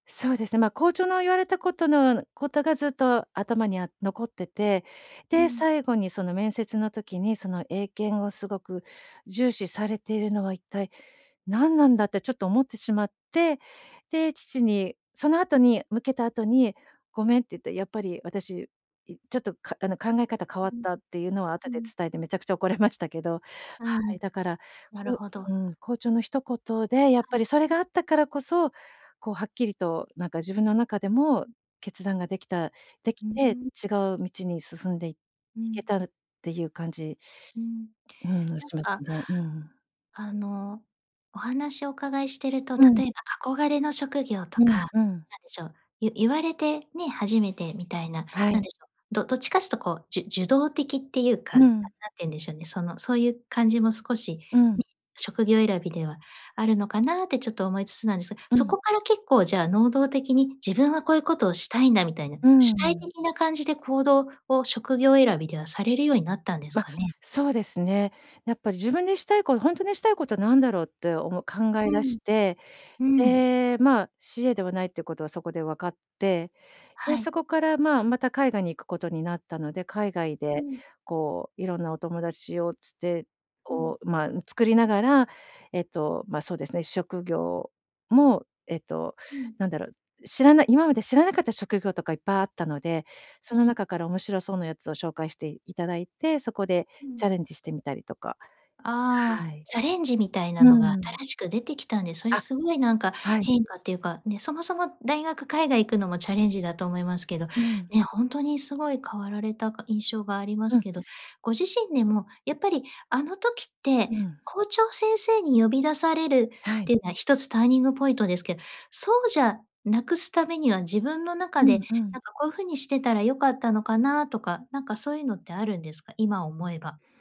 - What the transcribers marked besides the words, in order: unintelligible speech
- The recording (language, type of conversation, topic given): Japanese, podcast, 進路を変えたきっかけは何でしたか？
- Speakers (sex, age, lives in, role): female, 45-49, Japan, host; female, 50-54, Japan, guest